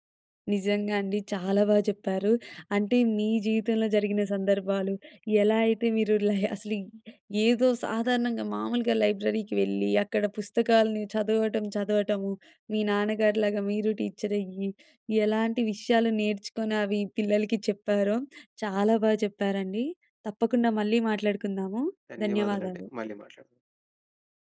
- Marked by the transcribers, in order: none
- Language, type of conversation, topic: Telugu, podcast, కొత్త విషయాలను నేర్చుకోవడం మీకు ఎందుకు ఇష్టం?